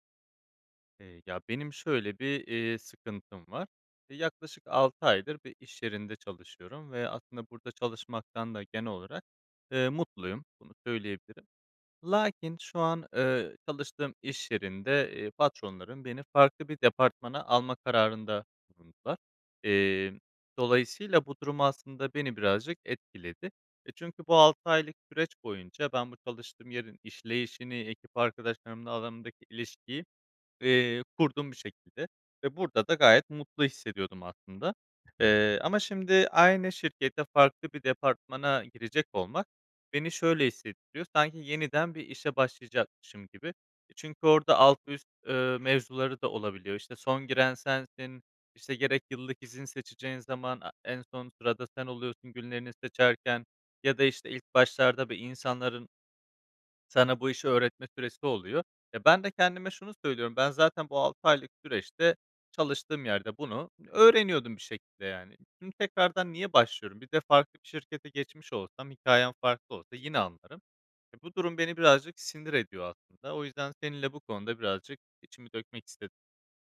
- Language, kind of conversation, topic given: Turkish, advice, İş yerinde görev ya da bölüm değişikliği sonrası yeni rolünüze uyum süreciniz nasıl geçti?
- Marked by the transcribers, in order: other background noise